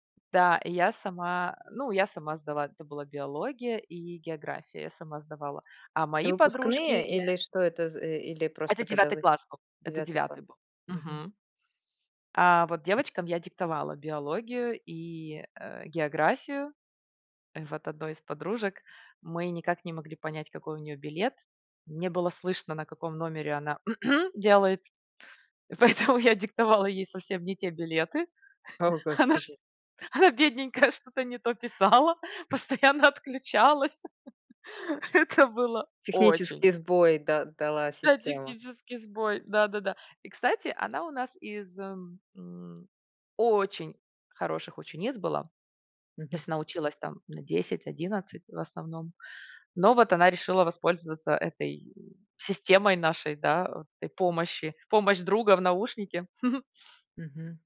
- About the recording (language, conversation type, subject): Russian, podcast, Как ты обычно готовишься к важным экзаменам или контрольным работам?
- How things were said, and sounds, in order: tapping; other background noise; throat clearing; laughing while speaking: "О господи"; laughing while speaking: "Она ш она бедненькая, что-то не то писала, постоянно отключалась. Это было"; laugh; chuckle